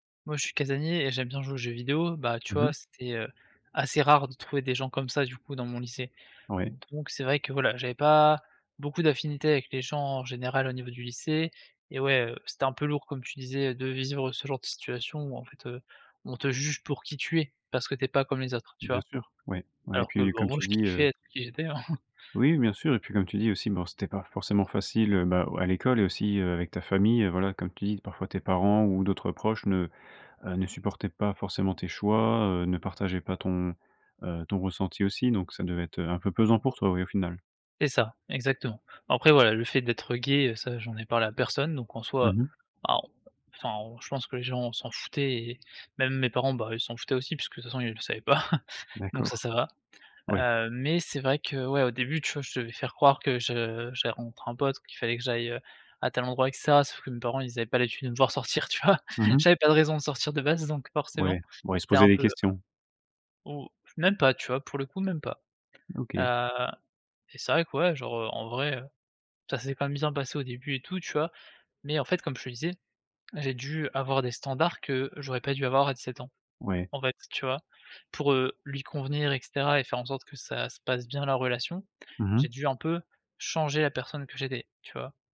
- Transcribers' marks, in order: chuckle; chuckle; laughing while speaking: "vois ?"; tapping
- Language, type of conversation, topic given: French, podcast, Peux-tu raconter un moment où tu as dû devenir adulte du jour au lendemain ?